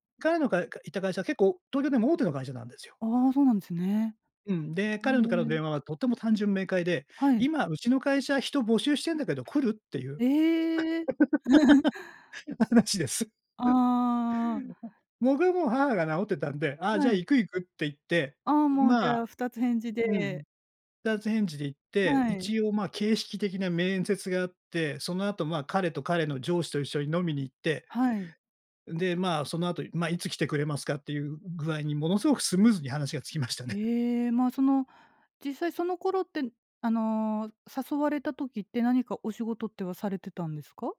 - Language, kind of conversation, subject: Japanese, podcast, 偶然の出会いで人生が変わったことはありますか？
- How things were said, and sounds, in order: laugh; laughing while speaking: "話です"